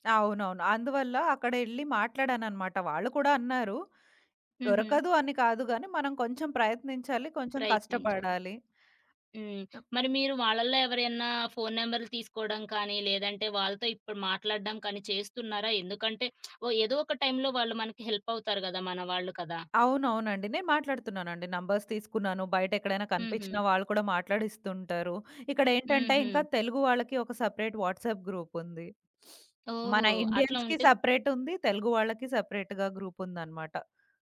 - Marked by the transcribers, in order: other background noise; lip smack; in English: "నంబర్స్"; in English: "సెపరేట్ వాట్సాప్"; sniff; in English: "ఇండియన్స్‌కి"; tapping
- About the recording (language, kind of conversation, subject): Telugu, podcast, స్వల్ప కాలంలో మీ జీవితాన్ని మార్చేసిన సంభాషణ ఏది?